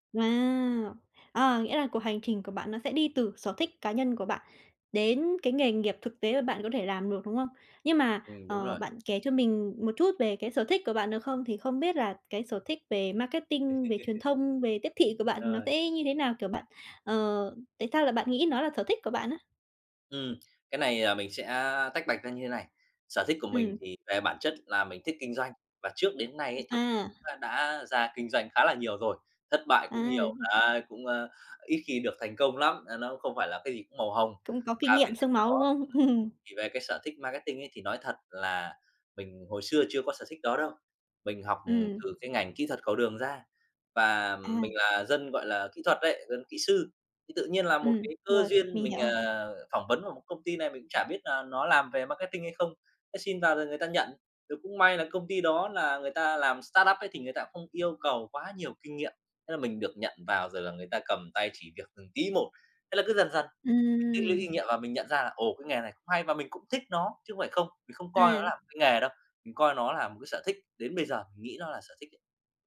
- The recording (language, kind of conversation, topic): Vietnamese, podcast, Bạn nghĩ sở thích có thể trở thành nghề không?
- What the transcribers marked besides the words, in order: laugh; other background noise; tapping; unintelligible speech; unintelligible speech; laugh; in English: "startup"